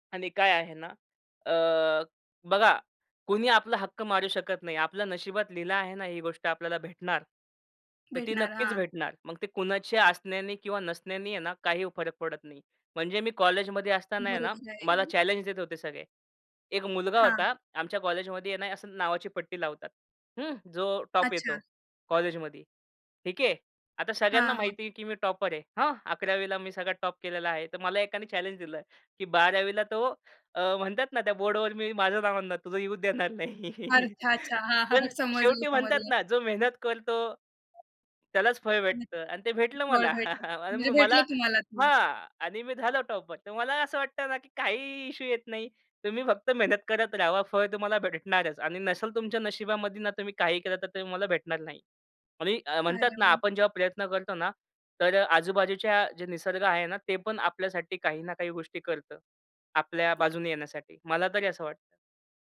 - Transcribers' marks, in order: in English: "चॅलेंज"; other noise; in English: "टॉप"; in English: "टॉपर"; in English: "टॉप"; in English: "चॅलेंज"; laughing while speaking: "मी माझं नाव आणणारं, तुझं येऊच देणार नाही"; laughing while speaking: "हा, हा. समजलं-समजलं"; other background noise; chuckle; in English: "टॉपर"; in English: "इश्यू"
- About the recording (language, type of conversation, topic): Marathi, podcast, परदेशात राहायचे की घरीच—स्थान बदलण्याबाबत योग्य सल्ला कसा द्यावा?